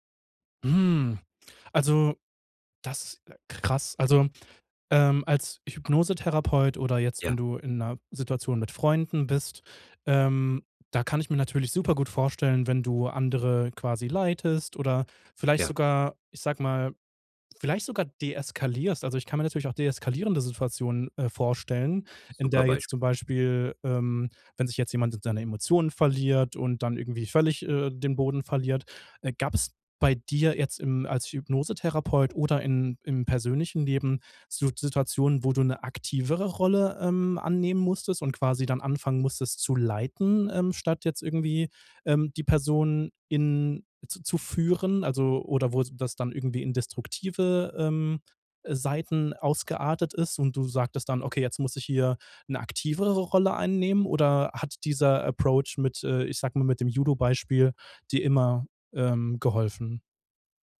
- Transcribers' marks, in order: stressed: "leitest"; other background noise; stressed: "leiten"; in English: "Approach"
- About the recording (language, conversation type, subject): German, podcast, Wie zeigst du Empathie, ohne gleich Ratschläge zu geben?